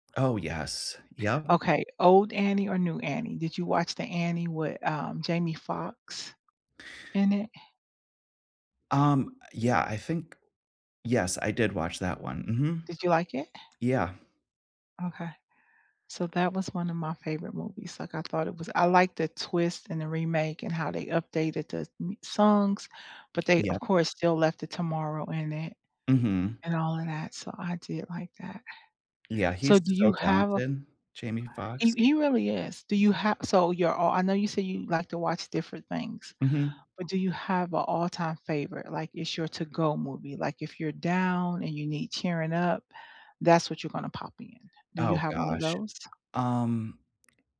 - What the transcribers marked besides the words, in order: tapping
- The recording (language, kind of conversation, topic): English, unstructured, If you could reboot your favorite story, who would you cast, and how would you reimagine it?
- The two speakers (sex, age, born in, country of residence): female, 55-59, United States, United States; male, 40-44, United States, United States